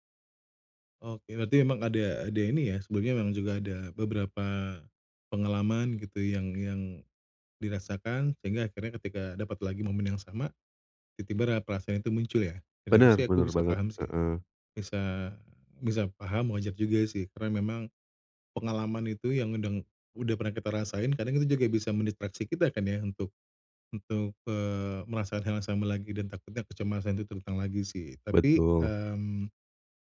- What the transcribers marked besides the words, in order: none
- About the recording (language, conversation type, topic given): Indonesian, advice, Bagaimana cara mengatasi kecemasan dan ketidakpastian saat menjelajahi tempat baru?